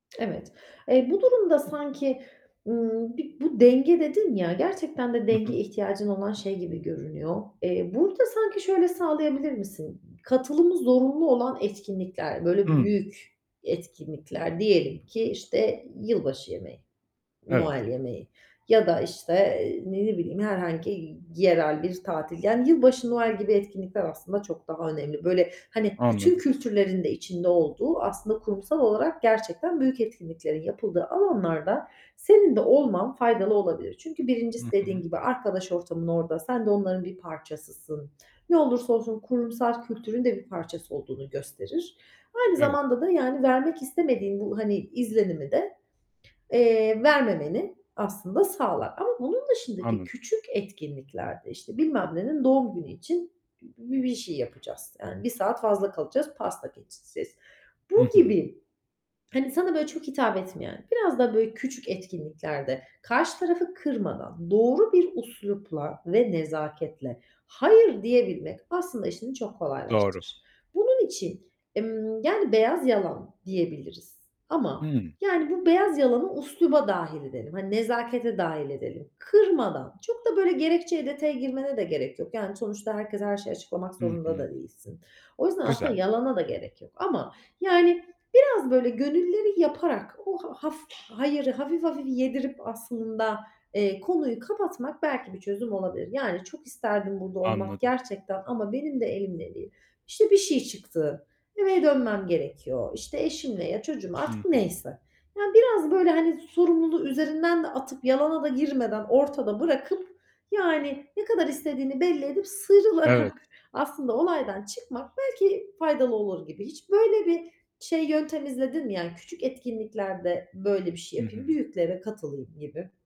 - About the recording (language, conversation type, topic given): Turkish, advice, İş yerinde zorunlu sosyal etkinliklere katılma baskısıyla nasıl başa çıkabilirim?
- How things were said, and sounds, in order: tapping; other background noise; "keseceğiz" said as "geçisiz"; laughing while speaking: "sıyrılarak"